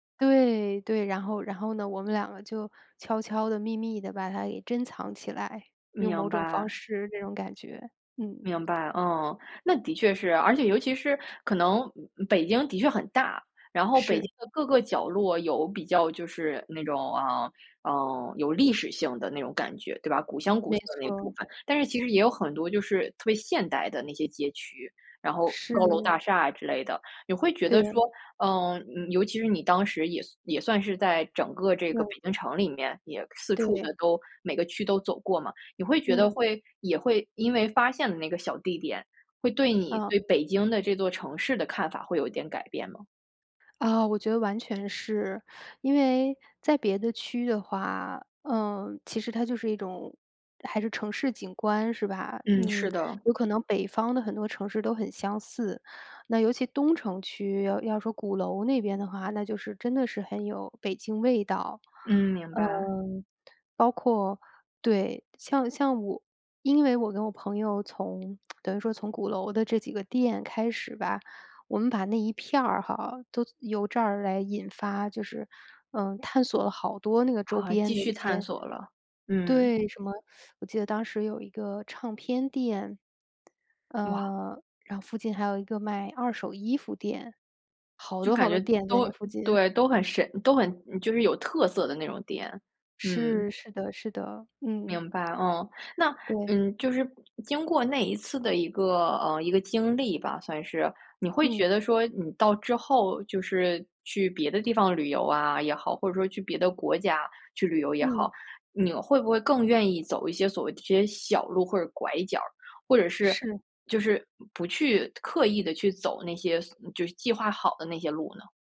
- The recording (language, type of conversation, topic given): Chinese, podcast, 说说一次你意外发现美好角落的经历？
- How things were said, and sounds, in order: background speech; other background noise; lip smack; teeth sucking; fan; other noise